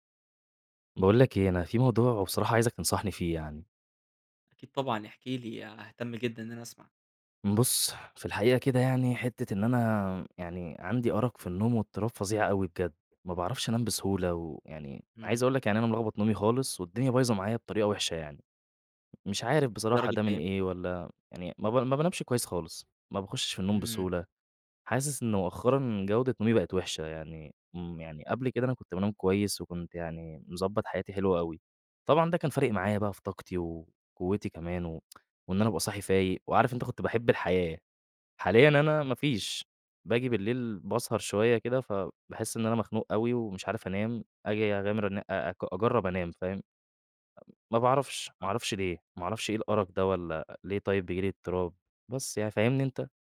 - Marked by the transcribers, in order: tsk
- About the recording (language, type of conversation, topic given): Arabic, advice, إزاي أحسّن نومي لو الشاشات قبل النوم والعادات اللي بعملها بالليل مأثرين عليه؟